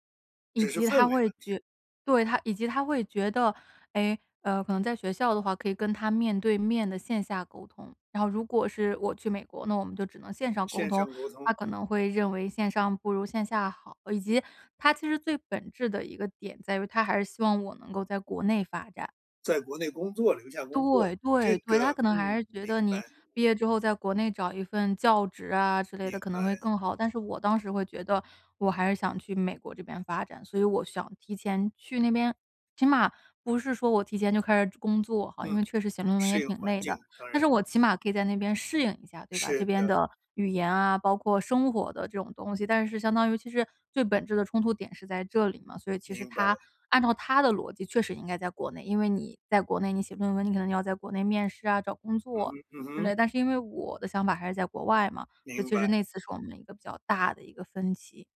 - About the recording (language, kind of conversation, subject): Chinese, podcast, 当导师和你意见不合时，你会如何处理？
- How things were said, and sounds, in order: none